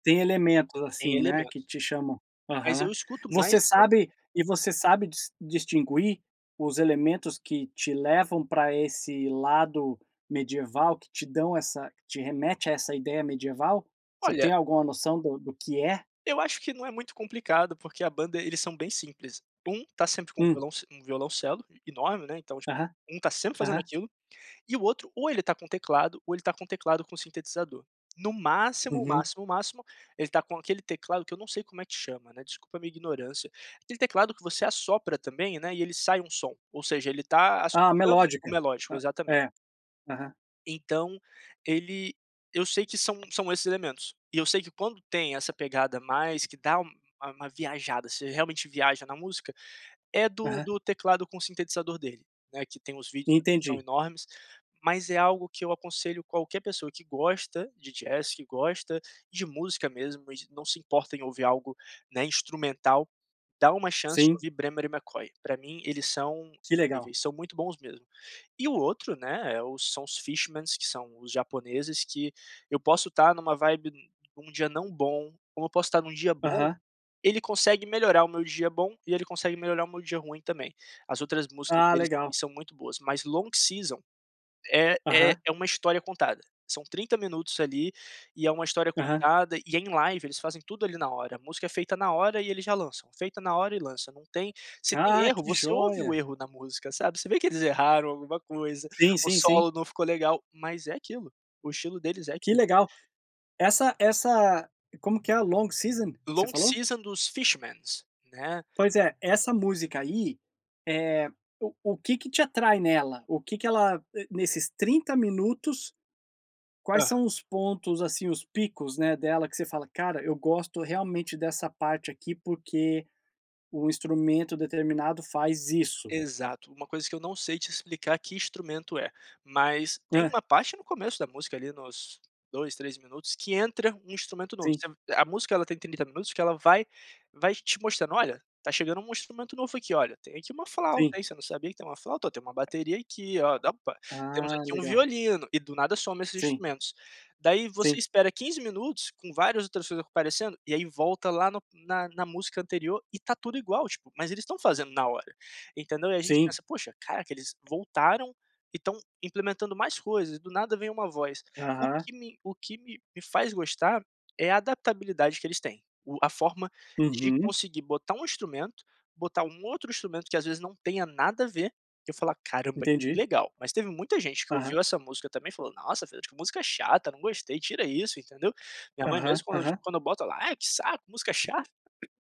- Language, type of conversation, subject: Portuguese, podcast, Me conta uma música que te ajuda a superar um dia ruim?
- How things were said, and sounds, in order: other background noise; tapping; in English: "live"; other noise; put-on voice: "Ai que saco, música chata"; chuckle